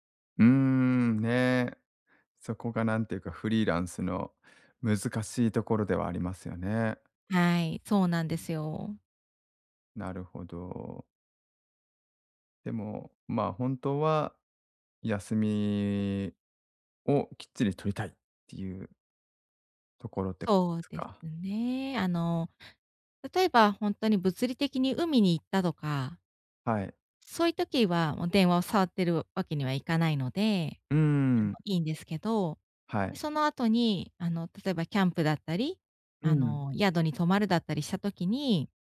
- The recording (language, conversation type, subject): Japanese, advice, 休暇中に本当にリラックスするにはどうすればいいですか？
- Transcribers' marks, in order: unintelligible speech